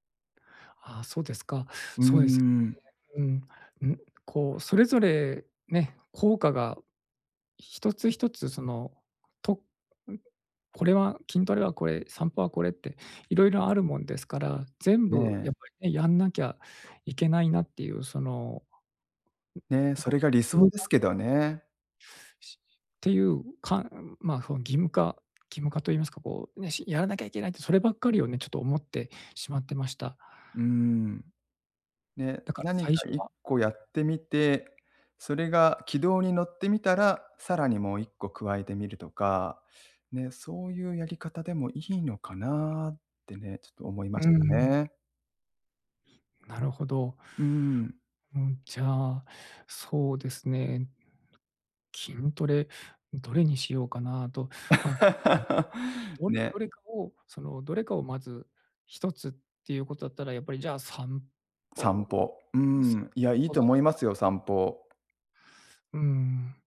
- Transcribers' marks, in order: other background noise; laugh
- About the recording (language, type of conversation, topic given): Japanese, advice, 運動を続けられず気持ちが沈む